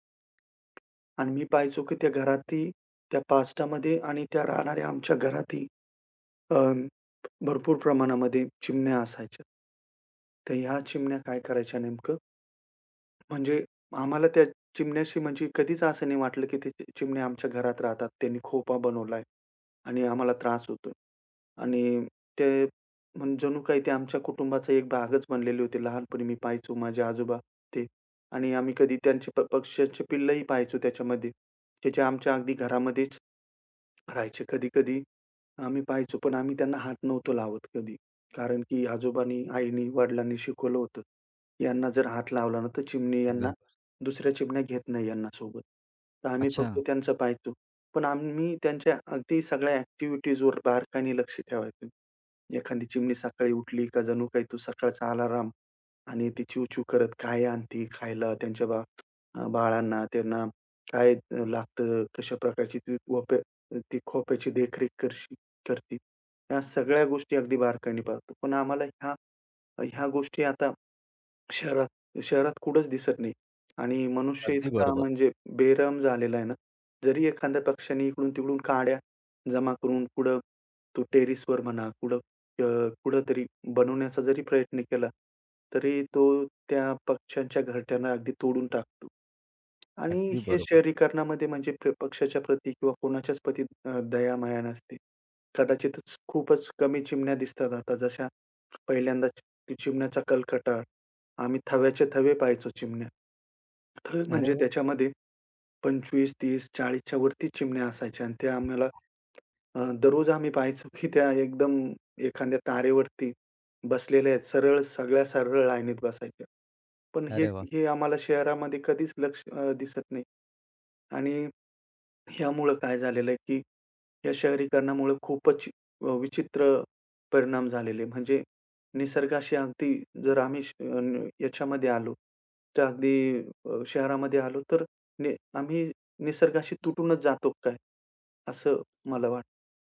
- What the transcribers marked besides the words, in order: tapping; other background noise
- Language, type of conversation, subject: Marathi, podcast, पक्ष्यांच्या आवाजांवर लक्ष दिलं तर काय बदल होतो?